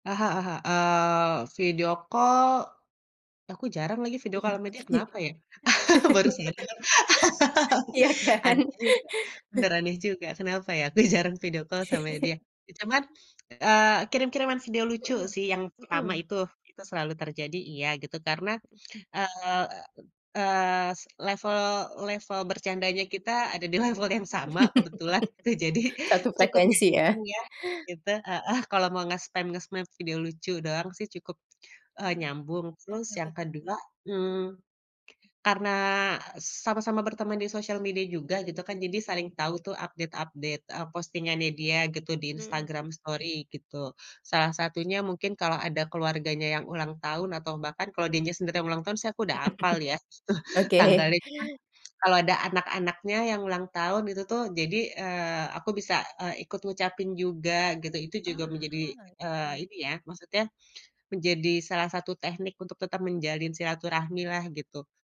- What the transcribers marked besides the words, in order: in English: "video call"; in English: "video call"; laugh; unintelligible speech; laugh; laughing while speaking: "kan"; in English: "video call"; other background noise; laugh; tapping; in English: "level level"; in English: "level"; laugh; in English: "ngespam-ngespam"; in English: "update-update"; in English: "story"; chuckle; drawn out: "Oh"
- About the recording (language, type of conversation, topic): Indonesian, podcast, Bagaimana cara kamu menjaga persahabatan jarak jauh agar tetap terasa dekat?